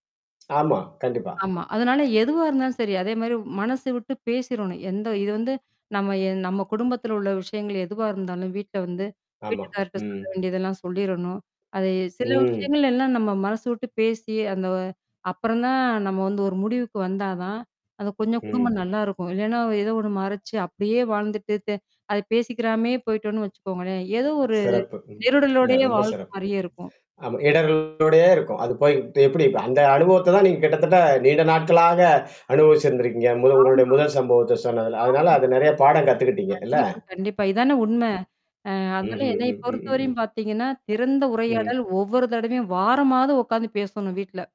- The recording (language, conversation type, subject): Tamil, podcast, வீட்டில் திறந்த உரையாடலை எப்படித் தொடங்குவீர்கள்?
- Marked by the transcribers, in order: tapping; static; other noise; distorted speech; mechanical hum; other background noise